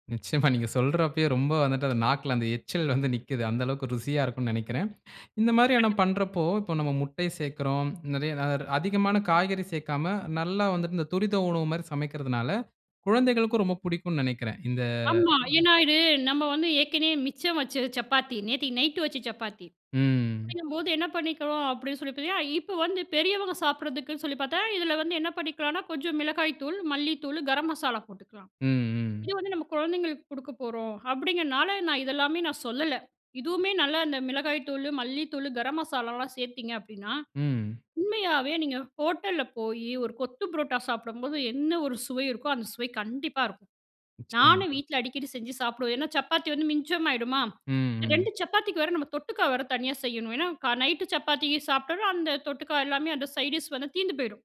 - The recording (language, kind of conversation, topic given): Tamil, podcast, மீதமுள்ள உணவுகளை எப்படிச் சேமித்து, மறுபடியும் பயன்படுத்தி அல்லது பிறருடன் பகிர்ந்து கொள்கிறீர்கள்?
- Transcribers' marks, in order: laughing while speaking: "நிச்சயமா"; tapping; other background noise; horn; drawn out: "இந்த"; other noise; "மிச்சம்" said as "மிஞ்சம்"; in English: "சைட் டிஷ்"